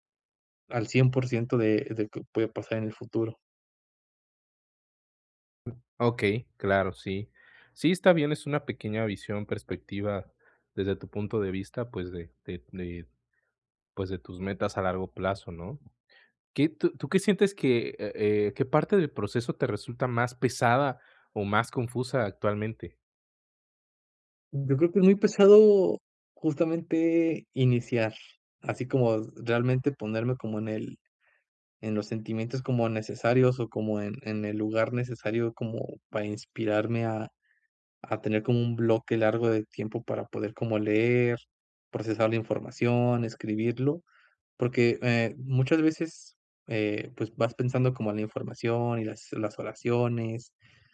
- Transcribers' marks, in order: none
- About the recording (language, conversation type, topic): Spanish, advice, ¿Cómo puedo alinear mis acciones diarias con mis metas?